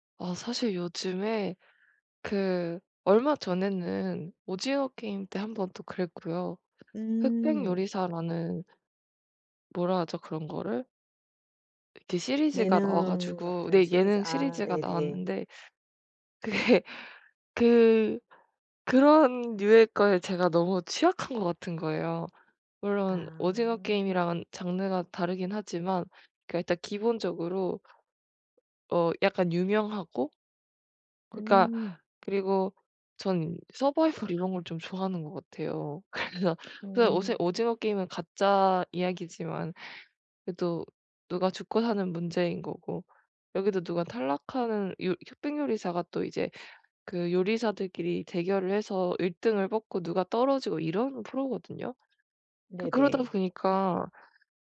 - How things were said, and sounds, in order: other background noise; laughing while speaking: "그게"; tapping; laughing while speaking: "그래서"
- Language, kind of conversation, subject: Korean, advice, 디지털 기기 사용을 줄이고 건강한 사용 경계를 어떻게 정할 수 있을까요?